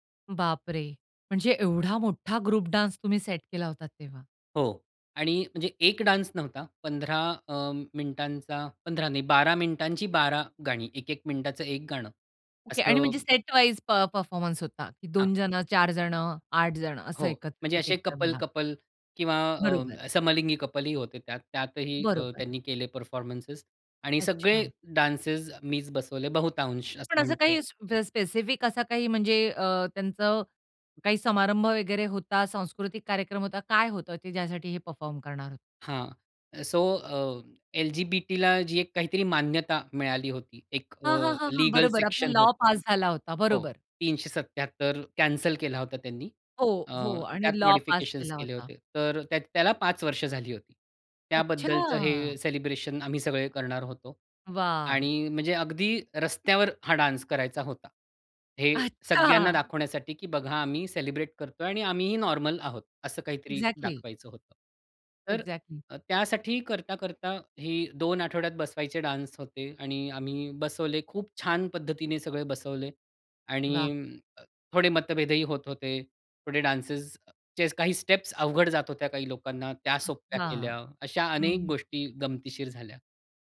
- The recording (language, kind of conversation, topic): Marathi, podcast, छंदांमुळे तुम्हाला नवीन ओळखी आणि मित्र कसे झाले?
- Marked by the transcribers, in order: in English: "ग्रुप डान्स"; in English: "डान्स"; in English: "सेटवाईज प परफॉर्मन्स"; in English: "कपल-कपल"; in English: "कपलही"; in English: "डान्सेस"; in English: "लीगल सेक्शन"; anticipating: "हां, हां, हां, हां, बरोबर, आपला लॉ पास झाला होता"; drawn out: "अच्छा!"; in English: "डान्स"; laughing while speaking: "अच्छा!"; in English: "एक्झॅक्टली!"; in English: "एक्झॅक्टली"; in English: "डान्स"; in English: "डान्सेसचे"; in English: "स्टेप्स"; other background noise